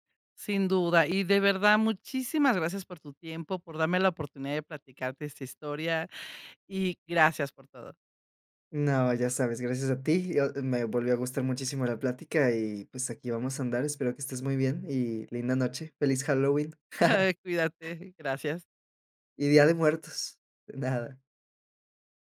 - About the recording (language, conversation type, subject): Spanish, podcast, ¿Qué comidas te hacen sentir en casa?
- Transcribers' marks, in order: chuckle; laughing while speaking: "nada"